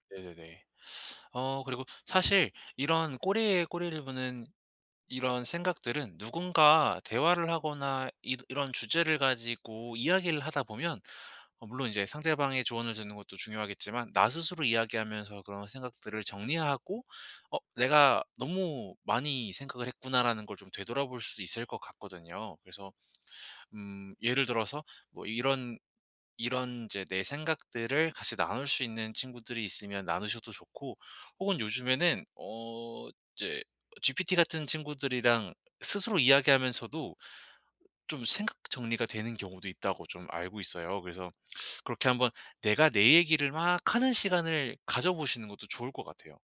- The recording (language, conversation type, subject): Korean, advice, 잠들기 전에 머릿속 생각을 어떻게 정리하면 좋을까요?
- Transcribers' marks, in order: other background noise